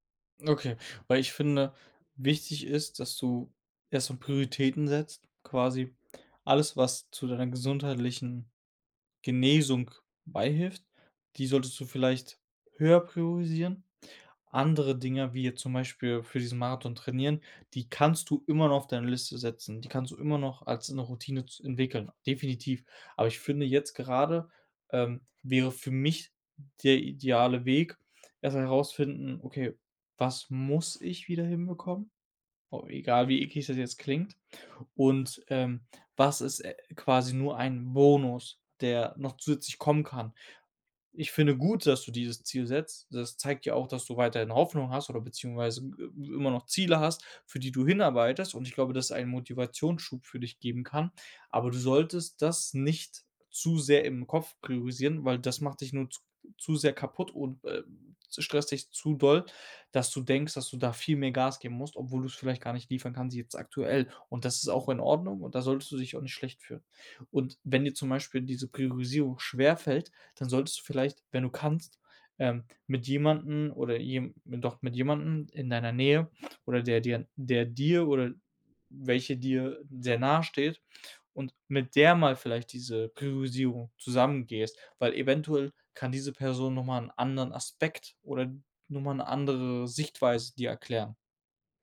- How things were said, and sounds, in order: stressed: "muss"; other background noise
- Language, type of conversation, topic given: German, advice, Wie kann ich nach einer Krankheit oder Verletzung wieder eine Routine aufbauen?
- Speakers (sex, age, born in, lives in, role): male, 25-29, Germany, Germany, advisor; male, 25-29, Germany, Germany, user